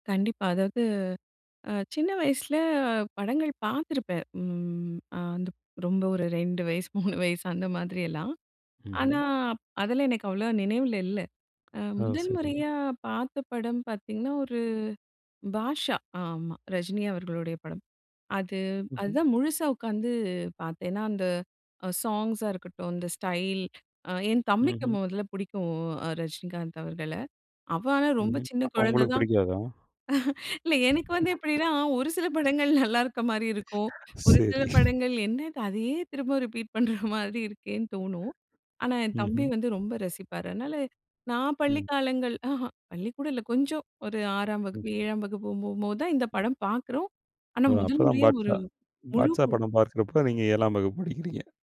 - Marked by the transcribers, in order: tapping; in English: "சாங்ஸா"; chuckle; other noise; laughing while speaking: "ரிப்பீட் பண்ற"
- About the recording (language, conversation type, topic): Tamil, podcast, முதல் முறையாக நீங்கள் பார்த்த படம் குறித்து உங்களுக்கு நினைவில் இருப்பது என்ன?